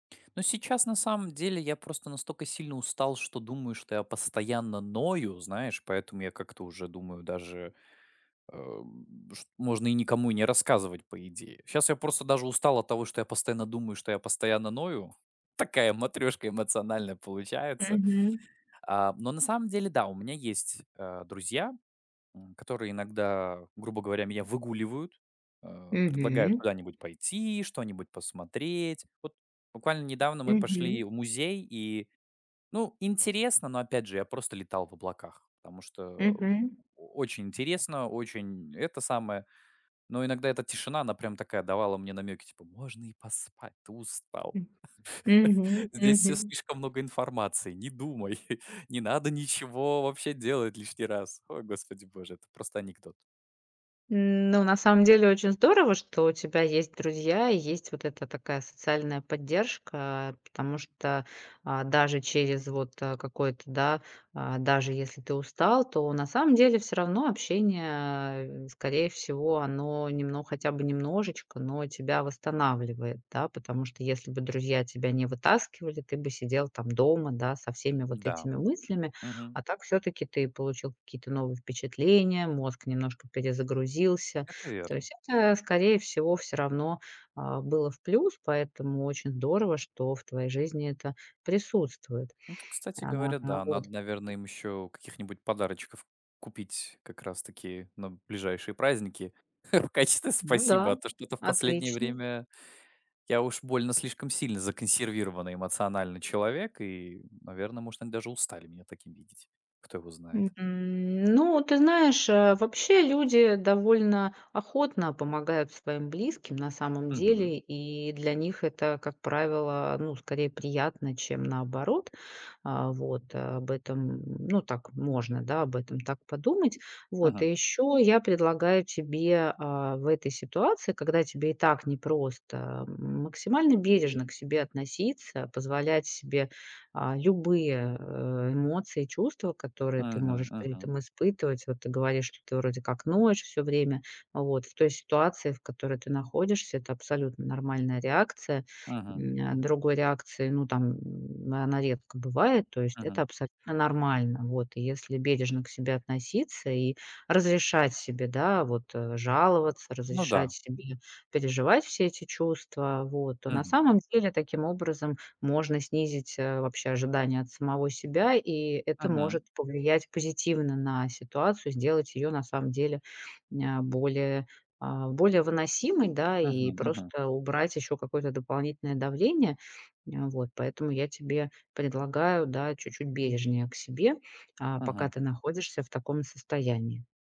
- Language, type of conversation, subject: Russian, advice, Как вы переживаете эмоциональное выгорание и апатию к своим обязанностям?
- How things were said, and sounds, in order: tapping; put-on voice: "Можно и поспать, ты устал"; other background noise; laugh; laugh; laugh; laughing while speaking: "в качестве спасибо"